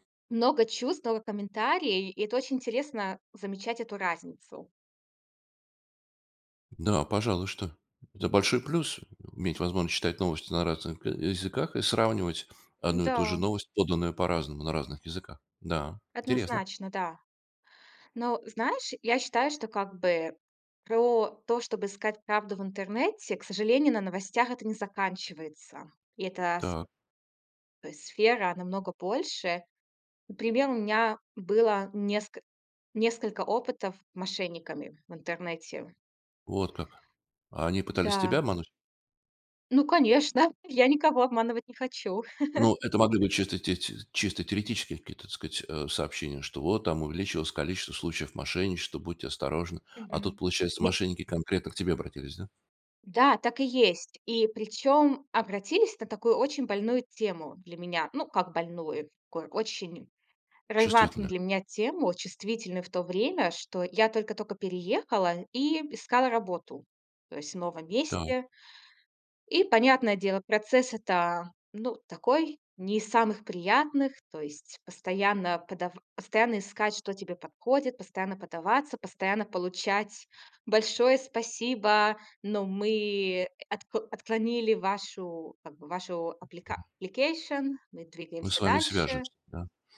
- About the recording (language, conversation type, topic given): Russian, podcast, Как ты проверяешь новости в интернете и где ищешь правду?
- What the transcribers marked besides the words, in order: other background noise; laugh; in English: "application"; tapping